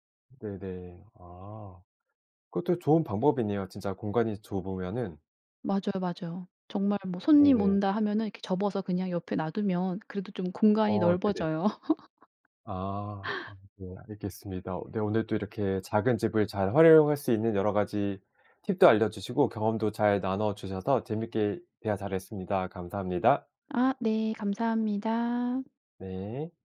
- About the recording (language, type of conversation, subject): Korean, podcast, 작은 집에서도 더 편하게 생활할 수 있는 팁이 있나요?
- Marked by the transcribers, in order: laugh; other background noise